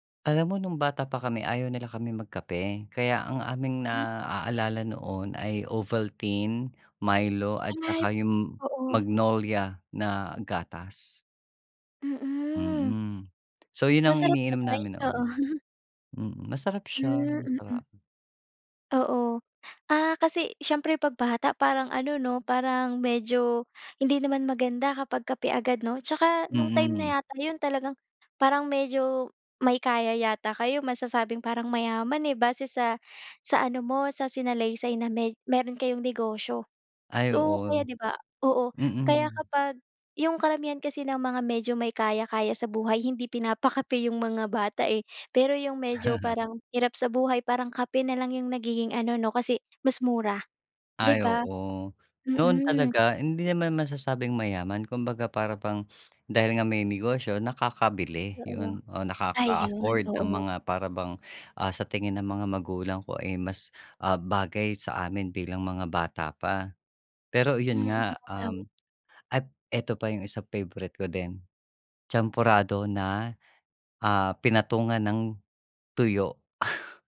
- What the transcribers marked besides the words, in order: laugh; chuckle
- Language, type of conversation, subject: Filipino, podcast, Ano ang paborito mong almusal at bakit?